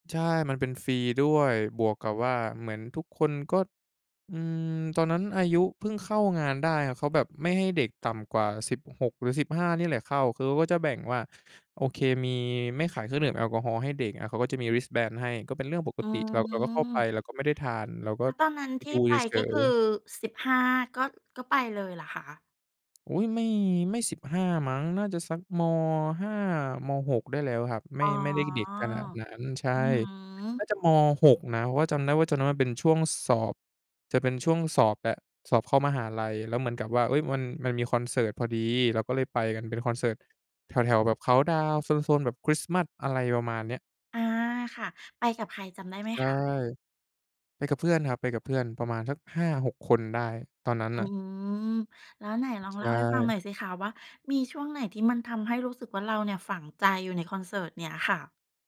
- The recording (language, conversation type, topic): Thai, podcast, ช่วยเล่าประสบการณ์คอนเสิร์ตที่คุณประทับใจและจดจำที่สุดให้ฟังหน่อยได้ไหม?
- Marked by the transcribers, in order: in English: "Wristband"; drawn out: "อ๋อ"; "ตอน" said as "จอน"; drawn out: "อือ"; other background noise